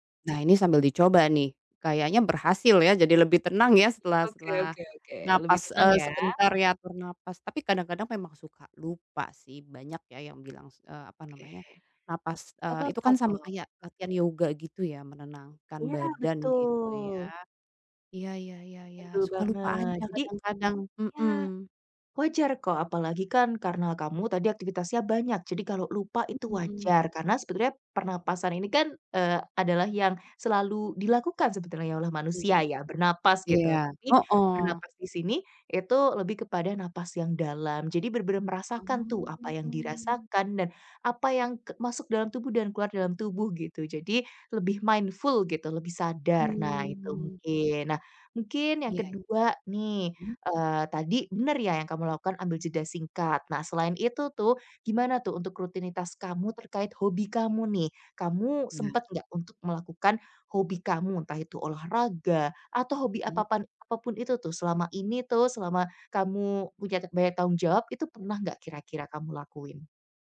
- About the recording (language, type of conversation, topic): Indonesian, advice, Bagaimana cara menenangkan diri saat tiba-tiba merasa sangat kewalahan dan cemas?
- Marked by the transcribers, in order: tapping; other background noise; unintelligible speech; drawn out: "Oh"; in English: "mindful"